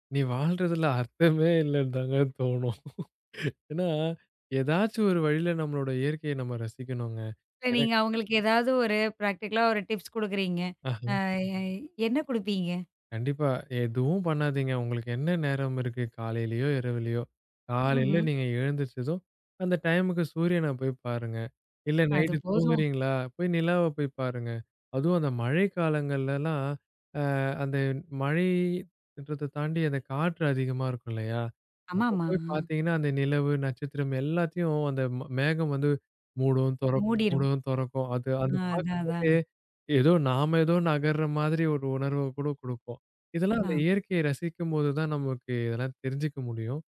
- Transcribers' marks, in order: laughing while speaking: "அர்த்தமே இல்லன்னுதாங்க தோணும்"; other background noise; in English: "பிராக்டிகலா"; in English: "டிப்ஸ்"; drawn out: "ஆமாமா"
- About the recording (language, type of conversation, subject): Tamil, podcast, இயற்கையில் நேரம் செலவிடுவது உங்கள் மனநலத்திற்கு எப்படி உதவுகிறது?